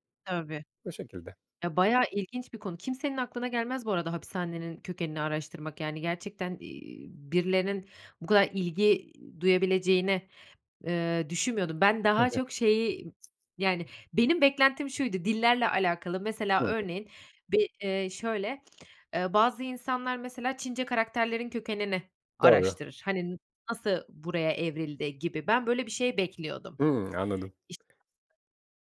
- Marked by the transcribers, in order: tapping; other background noise
- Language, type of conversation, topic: Turkish, podcast, Kendi kendine öğrenmek mümkün mü, nasıl?